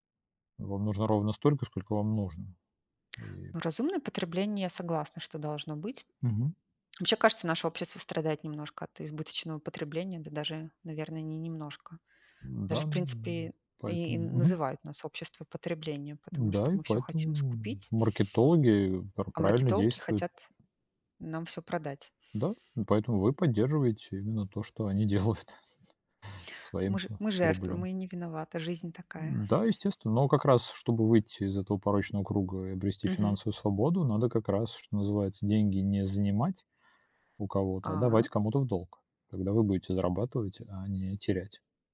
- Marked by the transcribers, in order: tapping; other background noise; laughing while speaking: "они делают"; chuckle
- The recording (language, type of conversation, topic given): Russian, unstructured, Что для вас значит финансовая свобода?